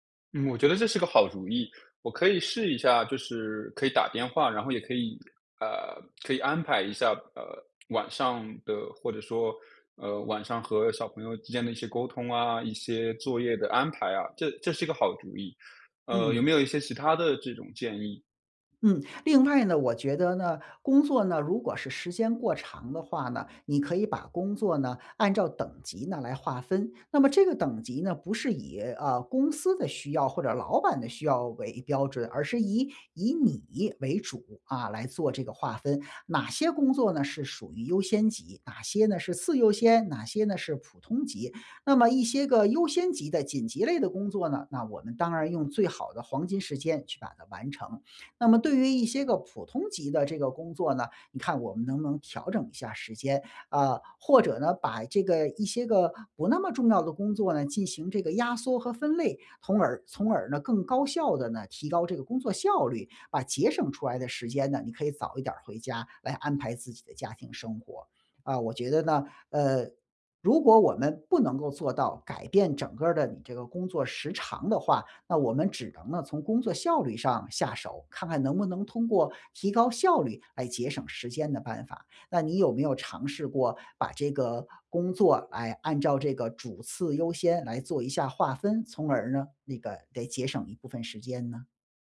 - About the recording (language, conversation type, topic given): Chinese, advice, 工作和生活时间总是冲突，我该怎么安排才能兼顾两者？
- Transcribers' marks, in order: tapping